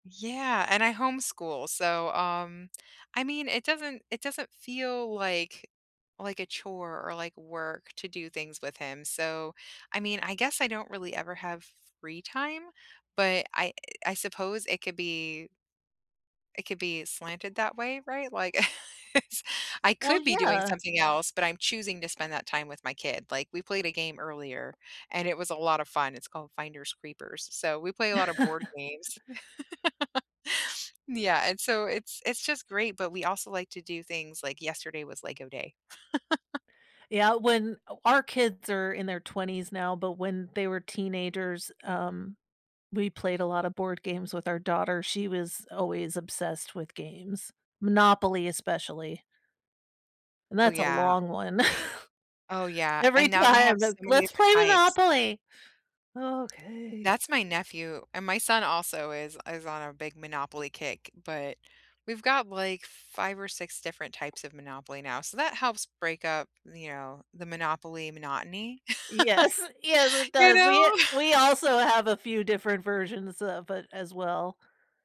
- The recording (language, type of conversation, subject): English, unstructured, What is your favorite way to spend your free time?
- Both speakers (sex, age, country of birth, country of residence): female, 40-44, United States, United States; female, 45-49, United States, United States
- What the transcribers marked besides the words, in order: tapping; chuckle; laughing while speaking: "it's"; stressed: "could"; background speech; chuckle; chuckle; chuckle; other background noise; chuckle; put-on voice: "Let's play Monopoly. Okay"; laughing while speaking: "Yes, yes, it does"; chuckle; laughing while speaking: "You know?"